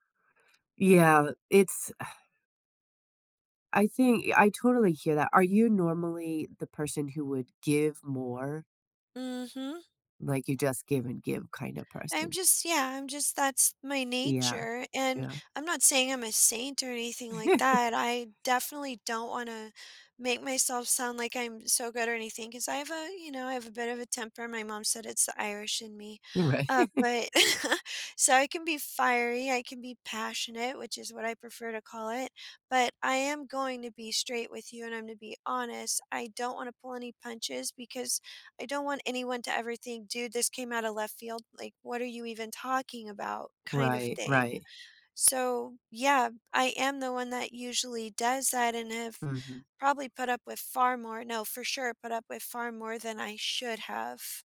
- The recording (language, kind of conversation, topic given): English, unstructured, How can I spot and address giving-versus-taking in my close relationships?
- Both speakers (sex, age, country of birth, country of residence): female, 40-44, United States, United States; female, 45-49, United States, United States
- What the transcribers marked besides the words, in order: sigh; drawn out: "Mhm"; chuckle; other background noise; laughing while speaking: "Right"; chuckle; laugh